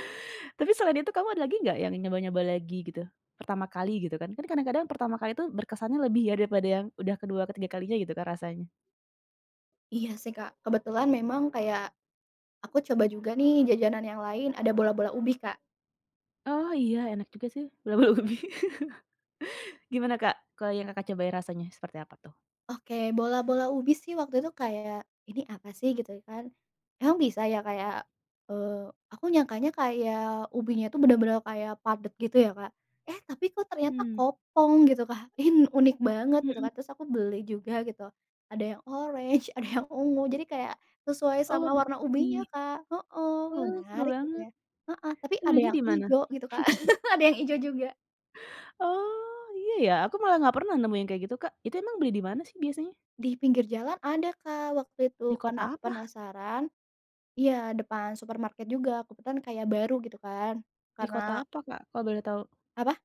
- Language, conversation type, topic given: Indonesian, podcast, Bagaimana pengalamanmu saat pertama kali mencoba makanan jalanan setempat?
- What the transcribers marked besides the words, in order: other background noise; laughing while speaking: "bola-bola ubi"; laugh; laughing while speaking: "oranye, ada"; laugh; chuckle